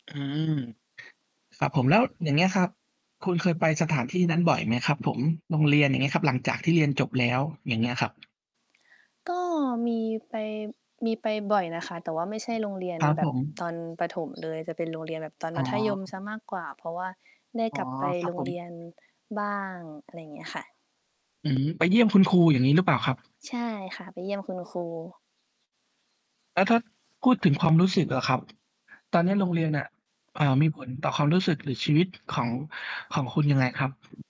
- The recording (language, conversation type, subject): Thai, unstructured, สถานที่ไหนที่คุณคิดว่าเป็นความทรงจำที่ดี?
- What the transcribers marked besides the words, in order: distorted speech; static; tapping